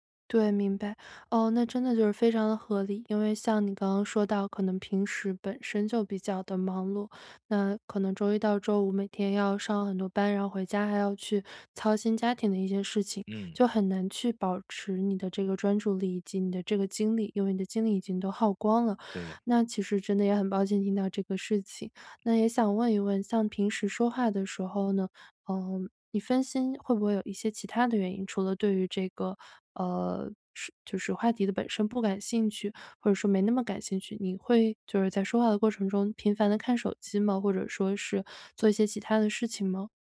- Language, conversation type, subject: Chinese, advice, 如何在与人交谈时保持专注？
- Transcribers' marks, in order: other background noise